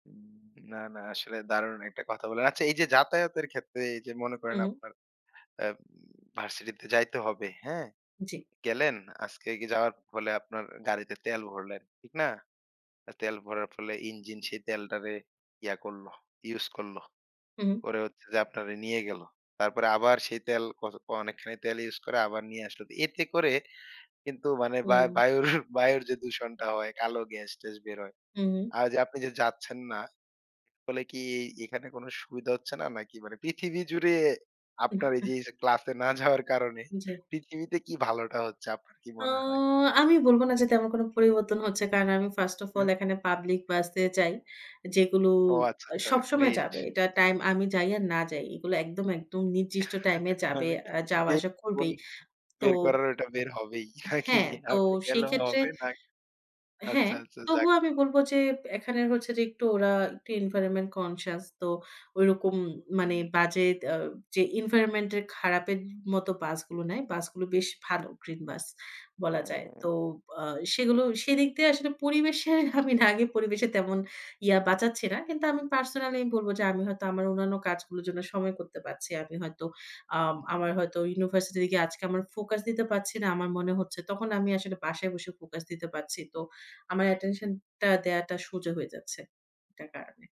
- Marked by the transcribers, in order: other background noise; laughing while speaking: "বা বায়ুর, বায়ুর যে, দূষণটা হয়"; "তাহলে" said as "হলে"; "হ্যাঁ" said as "আচ্ছা"; laughing while speaking: "না যাওয়ার কারণে পৃথিবীতে কি ভালোটা হচ্ছে"; drawn out: "তো"; in English: "first of all"; chuckle; laughing while speaking: "মানে বের বের করারও এটা … আচ্ছা, আচ্ছা যাক"; unintelligible speech; "করার" said as "করারও"; "ওটা" said as "এটা"; in English: "environment conscious"; in English: "green bus"; laughing while speaking: "আমি না আগে পরিবেশের তেমন"; drawn out: "হ্যাঁ"; "পারছি" said as "পাচ্ছি"; "পারছি" said as "পাচ্ছি"; "পারছি" said as "পাচ্ছি"; "সোজা" said as "সুজা"
- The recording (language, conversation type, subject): Bengali, podcast, অনলাইন শিক্ষার অভিজ্ঞতা আপনার কেমন হয়েছে?